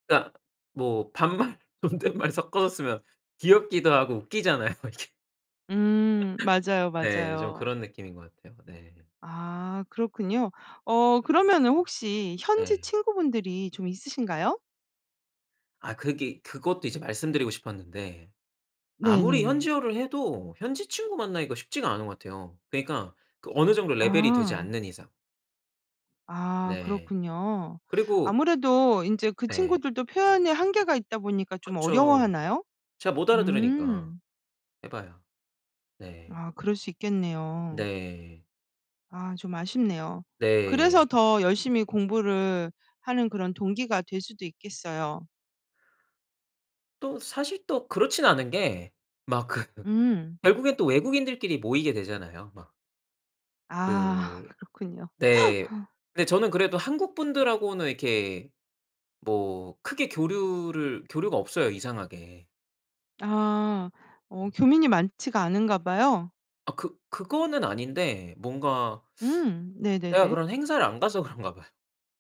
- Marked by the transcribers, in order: laughing while speaking: "반말, 존댓말"; laughing while speaking: "이게"; laugh; laughing while speaking: "그"; laughing while speaking: "그렇군요"; laugh; teeth sucking; laughing while speaking: "그런가 봐요"
- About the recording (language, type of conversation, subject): Korean, podcast, 언어가 당신에게 어떤 의미인가요?